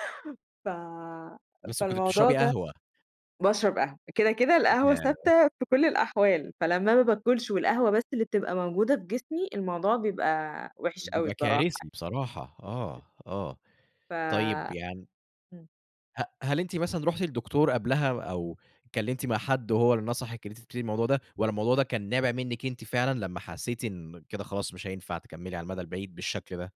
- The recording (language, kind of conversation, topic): Arabic, podcast, إيه العادات الصغيرة اللي خلّت يومك أحسن؟
- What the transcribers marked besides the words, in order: none